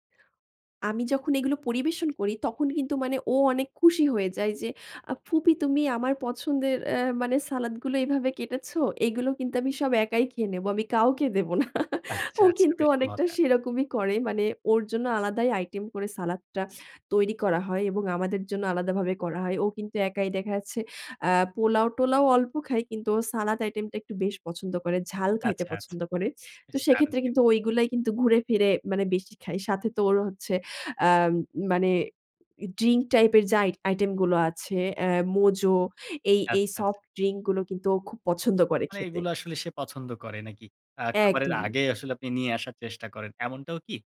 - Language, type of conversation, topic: Bengali, podcast, অতিথি এলে খাবার পরিবেশনের কোনো নির্দিষ্ট পদ্ধতি আছে?
- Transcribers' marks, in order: laugh